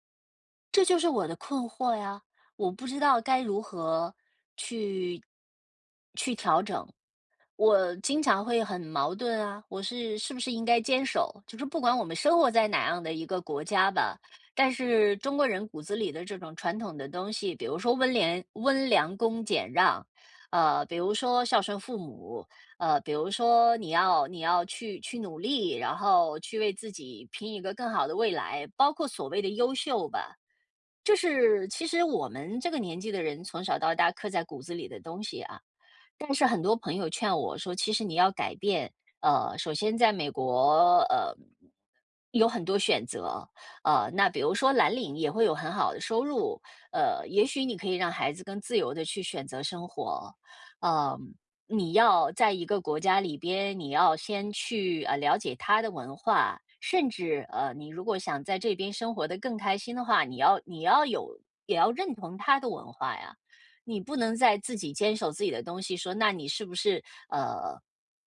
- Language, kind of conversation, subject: Chinese, advice, 我该如何调整期待，并在新环境中重建日常生活？
- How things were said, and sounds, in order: other noise